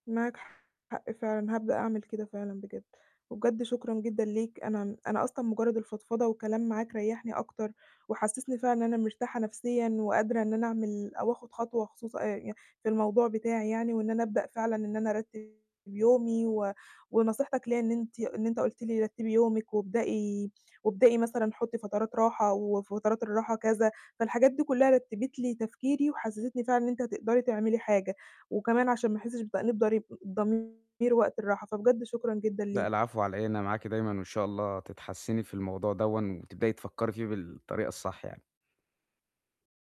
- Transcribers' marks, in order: distorted speech
- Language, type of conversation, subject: Arabic, advice, إزاي أتعلم أرتاح وأزود إنتاجيتي من غير ما أحس بالذنب؟